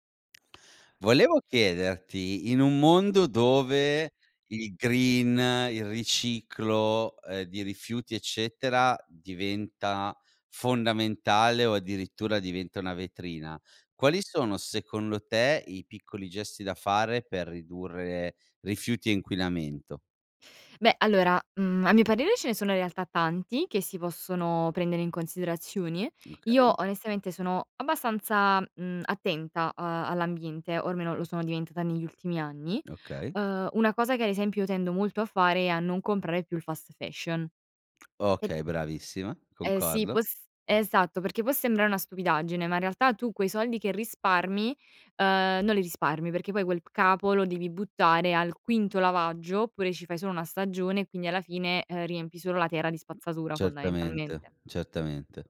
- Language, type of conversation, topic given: Italian, podcast, Quali piccoli gesti fai davvero per ridurre i rifiuti?
- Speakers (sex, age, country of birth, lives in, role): female, 20-24, Italy, Italy, guest; male, 40-44, Italy, Italy, host
- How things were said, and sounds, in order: in English: "fast fashion"; "sembrare" said as "sembrae"; "terra" said as "tera"; "fondamentalmente" said as "fondaentalmente"